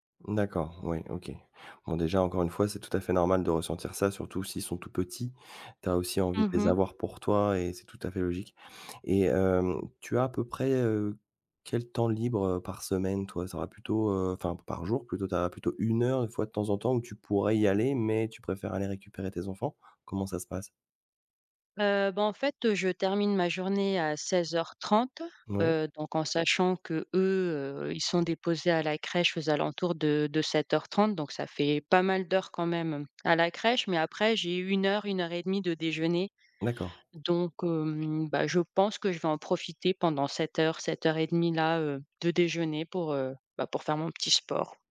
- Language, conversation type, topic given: French, advice, Comment puis-je trouver un équilibre entre le sport et la vie de famille ?
- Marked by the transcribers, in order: none